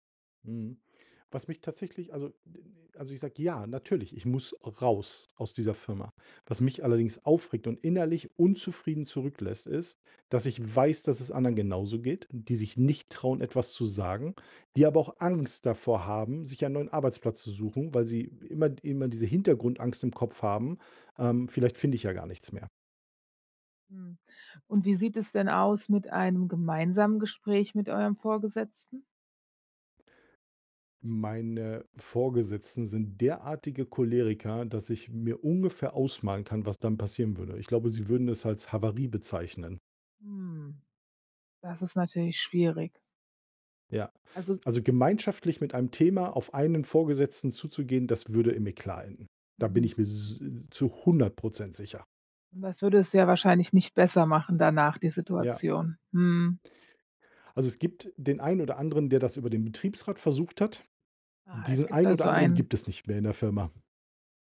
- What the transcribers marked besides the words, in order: none
- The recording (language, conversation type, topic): German, advice, Wie viele Überstunden machst du pro Woche, und wie wirkt sich das auf deine Zeit mit deiner Familie aus?